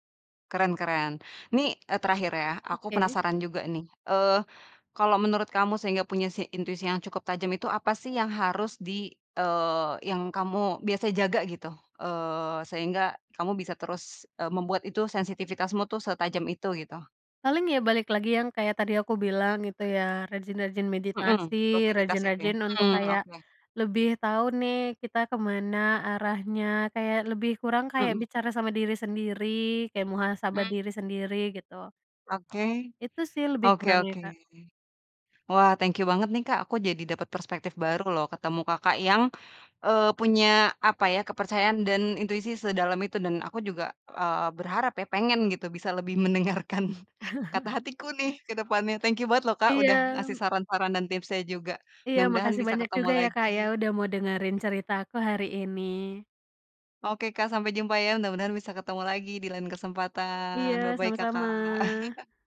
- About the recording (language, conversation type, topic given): Indonesian, podcast, Bagaimana cara Anda melatih intuisi dalam kehidupan sehari-hari?
- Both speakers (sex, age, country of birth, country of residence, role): female, 25-29, Indonesia, Indonesia, guest; female, 30-34, Indonesia, Indonesia, host
- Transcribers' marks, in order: other background noise; tapping; laughing while speaking: "mendengarkan"; chuckle; chuckle